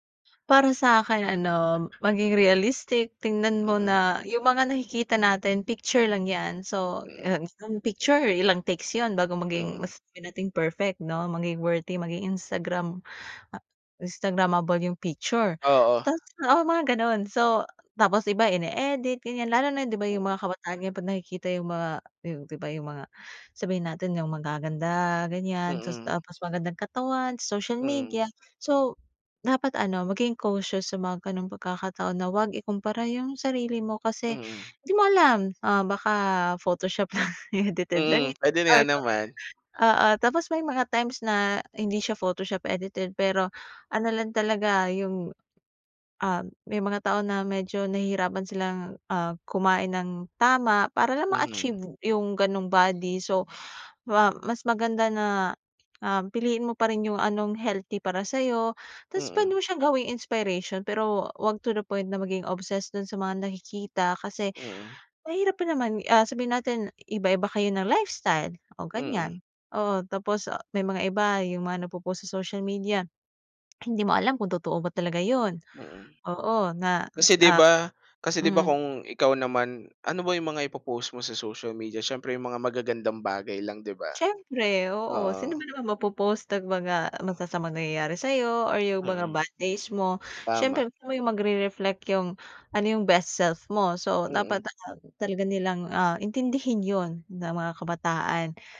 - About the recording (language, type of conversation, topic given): Filipino, podcast, Paano ka humaharap sa pressure ng mga tao sa paligid mo?
- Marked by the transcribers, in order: other noise; in English: "realistic"; in English: "worthy"; chuckle; in English: "Photoshop edited"; in English: "to the point"; in English: "obsessed"; in English: "bandage"; in English: "magre-reflect"; in English: "best self"